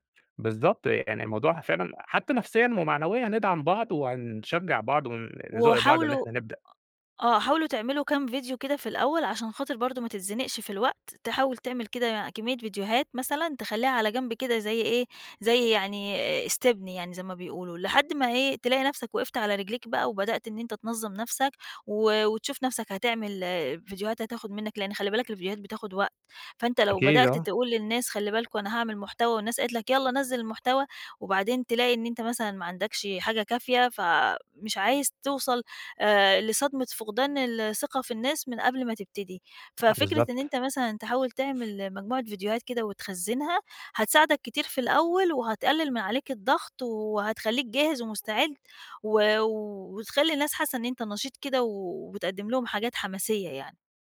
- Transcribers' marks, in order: other background noise
- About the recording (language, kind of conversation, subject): Arabic, advice, إزاي أتعامل مع فقدان الدافع إني أكمل مشروع طويل المدى؟